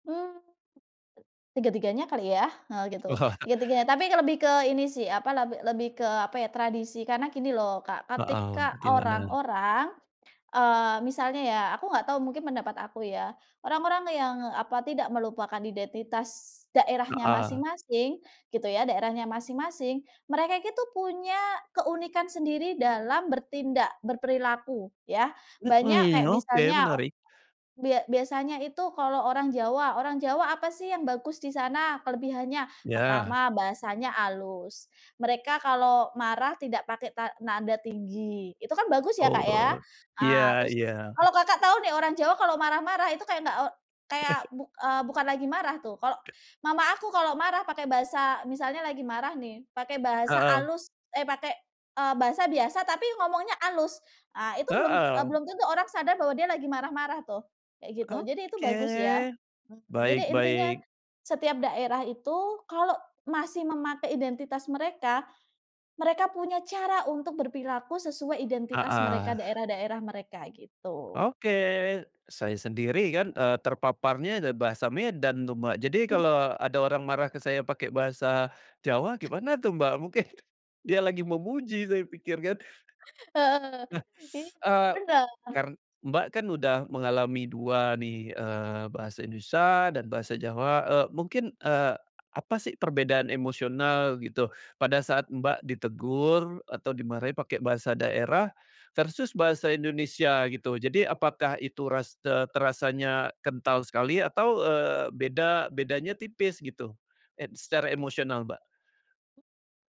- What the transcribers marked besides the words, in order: other background noise; laughing while speaking: "Wah"; chuckle; tapping; laughing while speaking: "Mungkin"; teeth sucking
- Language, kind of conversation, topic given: Indonesian, podcast, Bagaimana kebiasaanmu menggunakan bahasa daerah di rumah?